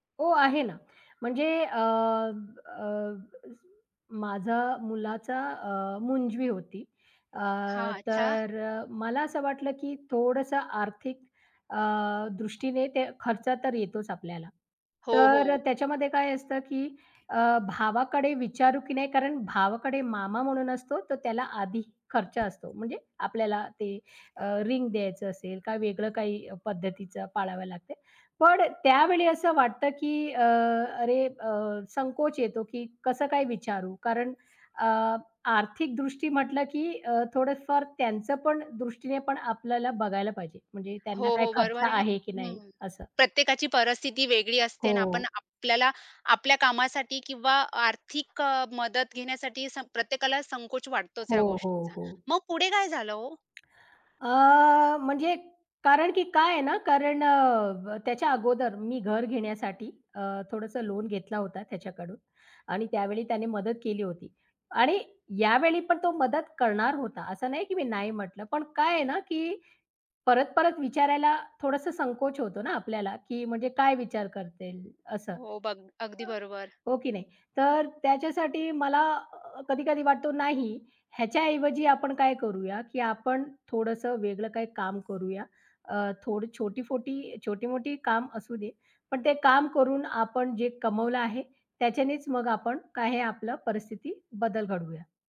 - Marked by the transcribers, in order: other background noise; tapping; in English: "रिंग"; other street noise
- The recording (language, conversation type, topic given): Marathi, podcast, मदत मागताना वाटणारा संकोच आणि अहंभाव कमी कसा करावा?